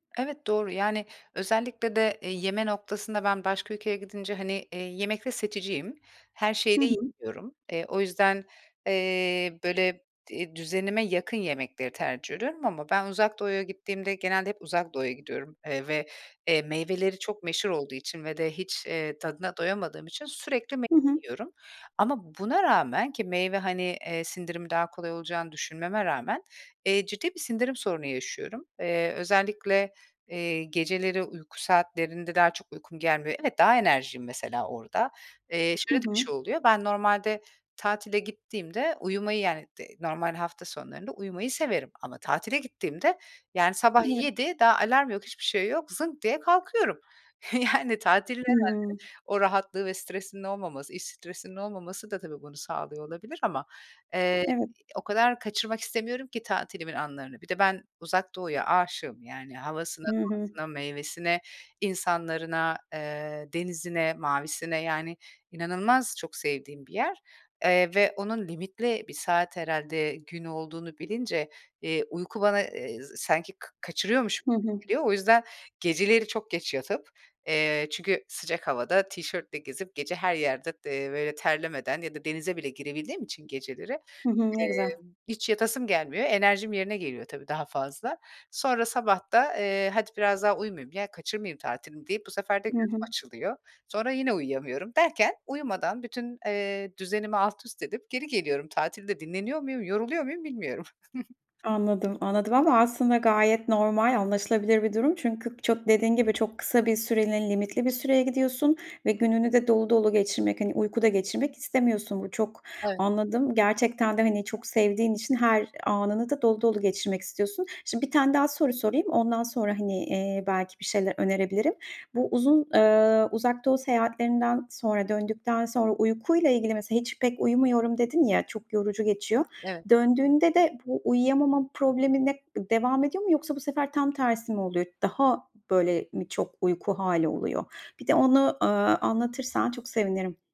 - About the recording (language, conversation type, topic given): Turkish, advice, Tatillerde veya seyahatlerde rutinlerini korumakta neden zorlanıyorsun?
- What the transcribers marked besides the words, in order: unintelligible speech; unintelligible speech; laughing while speaking: "Yani"; other background noise; unintelligible speech; chuckle